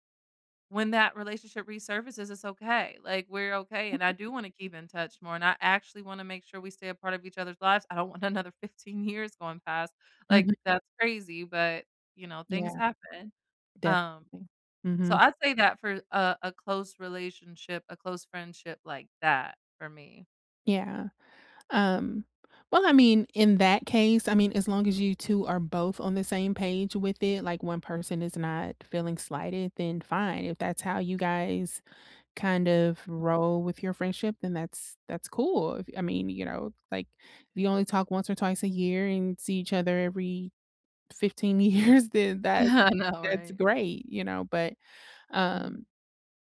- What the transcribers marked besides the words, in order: unintelligible speech; tapping; other background noise; laughing while speaking: "years"; laughing while speaking: "I know, right?"
- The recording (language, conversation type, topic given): English, unstructured, How should I handle old friendships resurfacing after long breaks?
- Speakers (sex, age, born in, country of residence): female, 35-39, United States, United States; female, 35-39, United States, United States